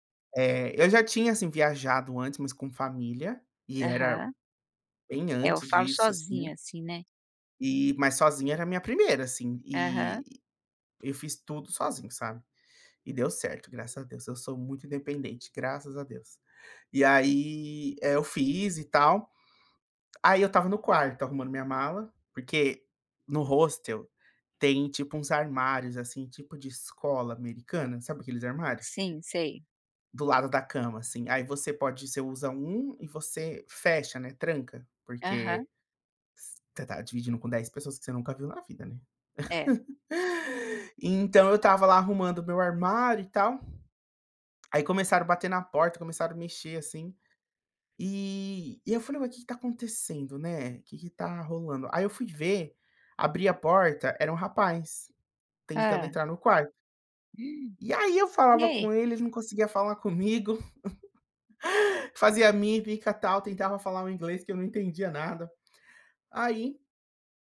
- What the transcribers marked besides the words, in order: tapping; laugh; gasp; other background noise; laugh
- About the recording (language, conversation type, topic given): Portuguese, podcast, Como foi conversar com alguém sem falar a mesma língua?